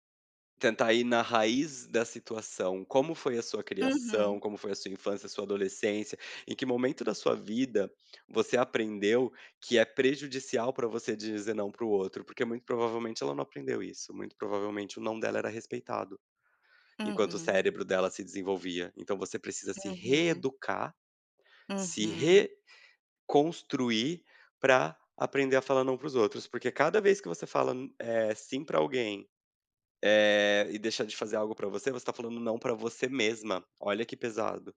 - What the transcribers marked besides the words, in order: none
- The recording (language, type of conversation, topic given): Portuguese, advice, Como posso recusar convites sem me sentir culpado?